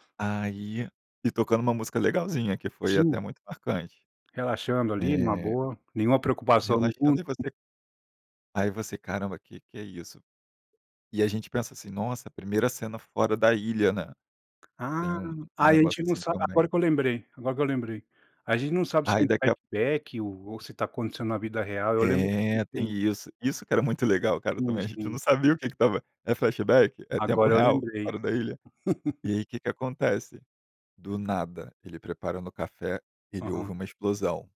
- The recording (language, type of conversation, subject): Portuguese, podcast, O que faz uma série ter aquele efeito “viciante”?
- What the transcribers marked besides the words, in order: tapping; in English: "flashback"; unintelligible speech; laugh